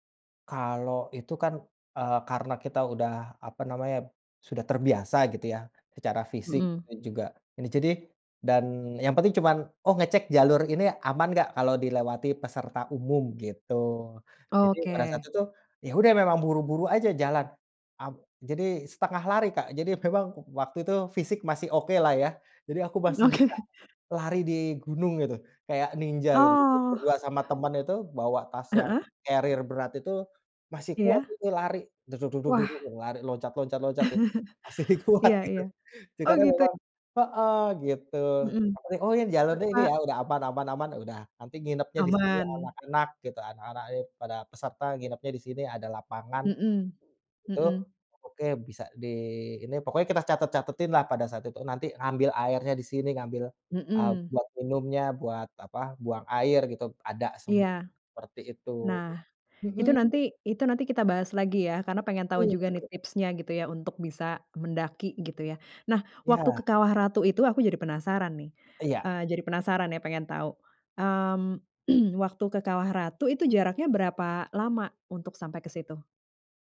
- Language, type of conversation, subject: Indonesian, podcast, Ceritakan pengalaman paling berkesanmu saat berada di alam?
- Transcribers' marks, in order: laughing while speaking: "memang"; laughing while speaking: "Oke"; in English: "carrier"; other background noise; chuckle; laughing while speaking: "masih kuat"; tapping; throat clearing